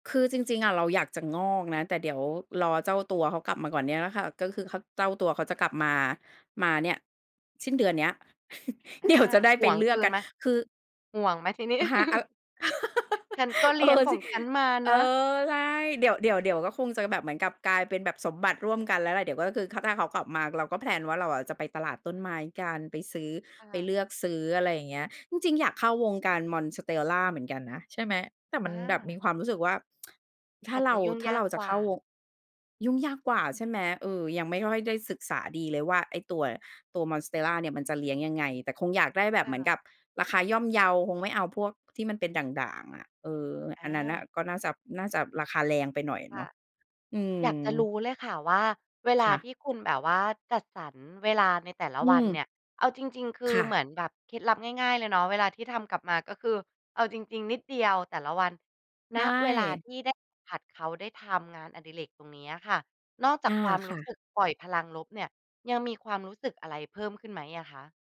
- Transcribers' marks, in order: chuckle; laughing while speaking: "เดี๋ยว"; laugh; chuckle; tapping; in English: "แพลน"; tsk; other background noise
- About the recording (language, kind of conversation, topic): Thai, podcast, มีเคล็ดลับจัดเวลาให้กลับมาทำงานอดิเรกไหม?